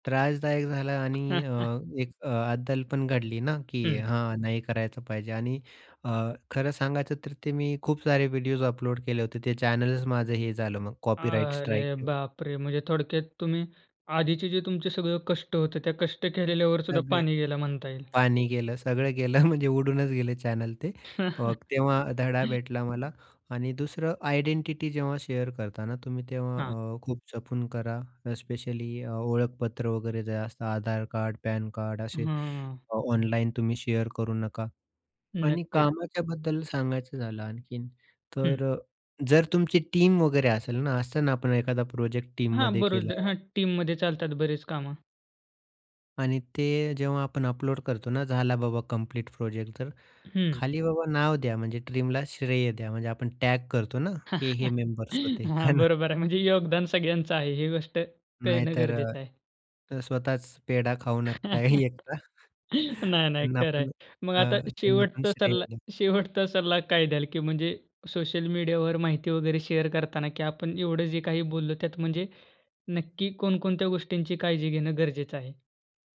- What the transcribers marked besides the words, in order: tapping; chuckle; other background noise; in English: "कॉपीराईट स्ट्राईक"; laughing while speaking: "गेलं"; chuckle; in English: "शेअर"; drawn out: "हं"; in English: "शेअर"; in English: "टीम"; in English: "टीममध्ये"; "बरेचदा" said as "बरोचदा"; in English: "टीममध्ये"; in English: "टीमला"; laugh; laughing while speaking: "हां, बरोबर आहे म्हणजे योगदान सगळ्यांचं आहे"; laughing while speaking: "आहे ना"; "नका" said as "नकटा"; chuckle; laughing while speaking: "एकटा. त्यांना पण"; in English: "शेअर"
- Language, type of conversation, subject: Marathi, podcast, सोशल मीडियावर तुम्ही तुमचं काम शेअर करता का, आणि का किंवा का नाही?